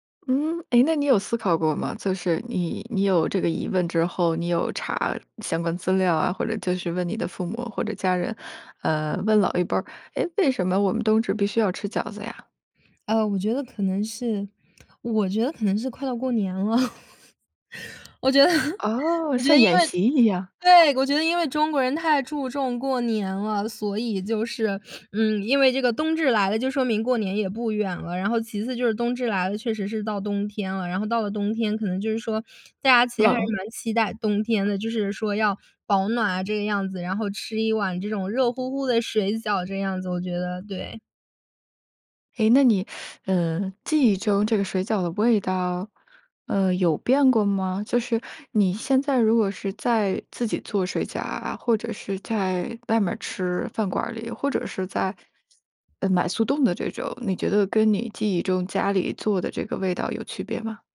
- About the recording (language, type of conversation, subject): Chinese, podcast, 你家乡有哪些与季节有关的习俗？
- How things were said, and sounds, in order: laughing while speaking: "了"; laughing while speaking: "得"; other background noise